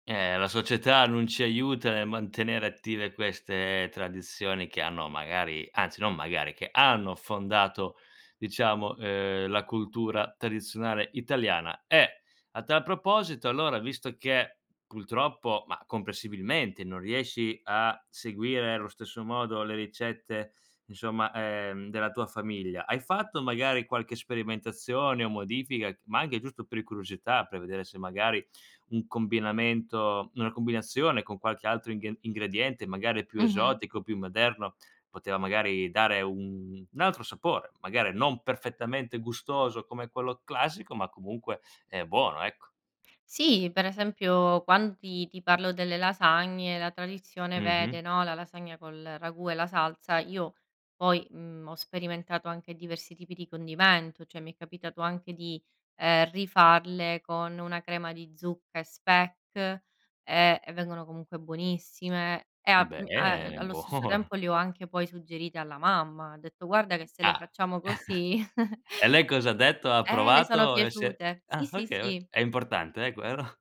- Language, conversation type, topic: Italian, podcast, Raccontami della ricetta di famiglia che ti fa sentire a casa
- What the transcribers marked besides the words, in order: stressed: "hanno"; "comprensibilmente" said as "compresibilmente"; "per" said as "pri"; "moderno" said as "mederno"; laughing while speaking: "buono"; chuckle; chuckle